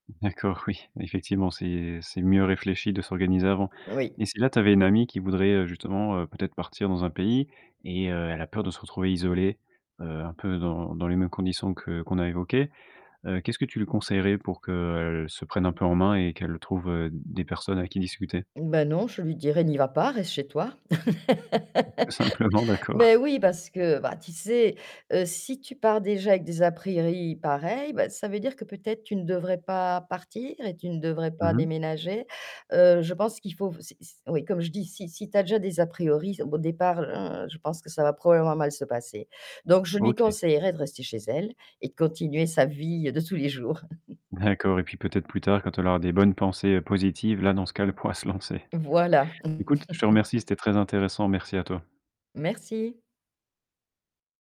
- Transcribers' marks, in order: laugh; tapping; other noise; chuckle; laugh
- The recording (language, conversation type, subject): French, podcast, Qu’est-ce qui aide le plus à ne plus se sentir isolé ?